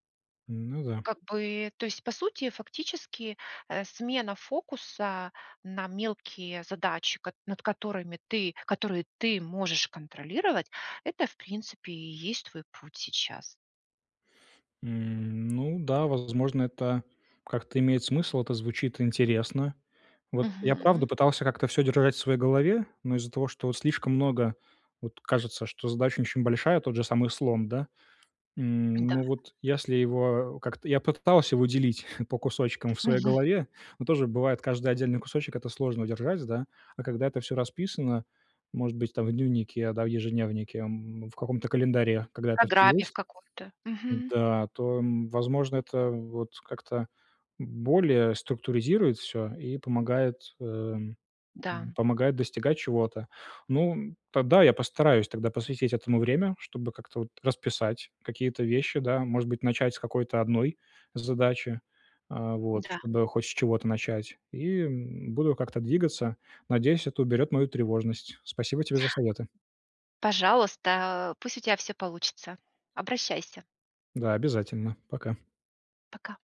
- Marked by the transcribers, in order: other background noise; chuckle; joyful: "Мгм"; joyful: "Пожалуйста, э, пусть у тебя всё получится! Обращайся!"
- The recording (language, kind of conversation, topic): Russian, advice, Как мне сосредоточиться на том, что я могу изменить, а не на тревожных мыслях?